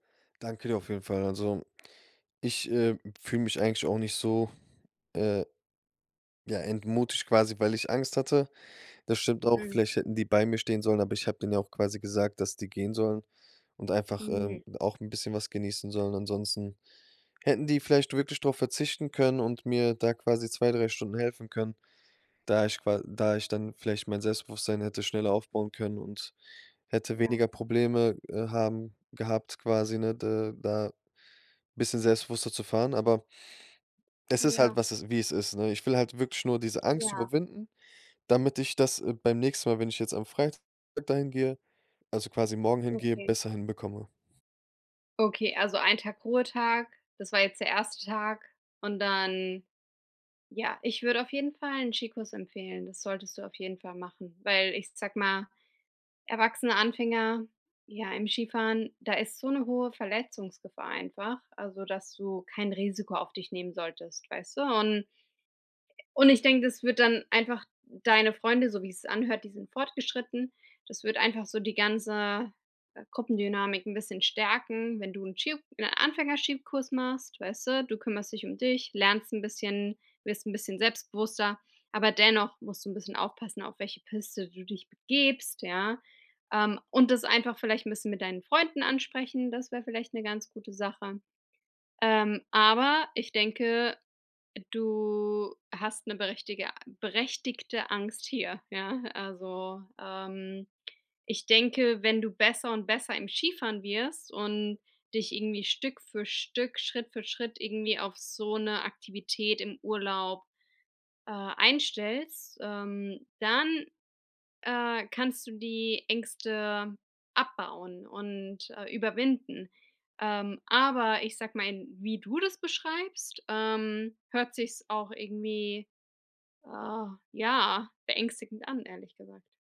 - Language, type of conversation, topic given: German, advice, Wie kann ich meine Reiseängste vor neuen Orten überwinden?
- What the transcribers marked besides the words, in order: other background noise; stressed: "begibst"